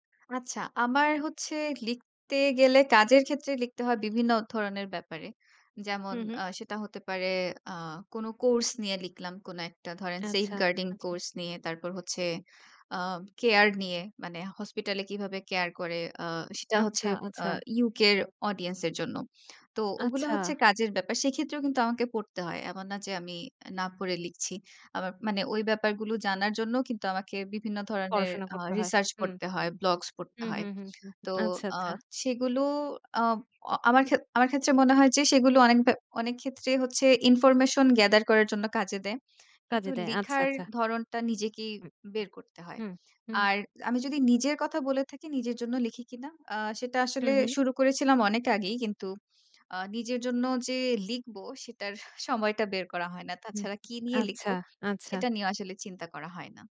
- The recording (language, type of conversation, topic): Bengali, podcast, কীভাবে আপনি সৃজনশীল জড়তা কাটাতে বিভিন্ন মাধ্যম ব্যবহার করেন?
- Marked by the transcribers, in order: in English: "safe guarding"; in English: "information gather"